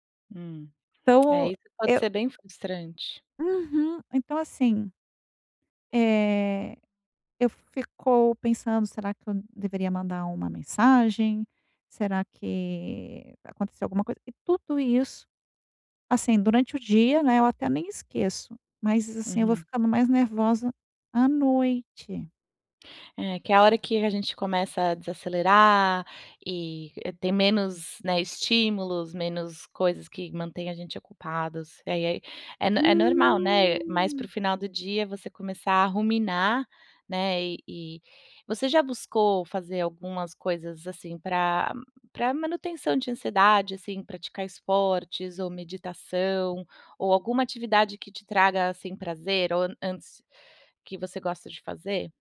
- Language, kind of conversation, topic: Portuguese, advice, Como a ansiedade atrapalha seu sono e seu descanso?
- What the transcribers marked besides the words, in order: none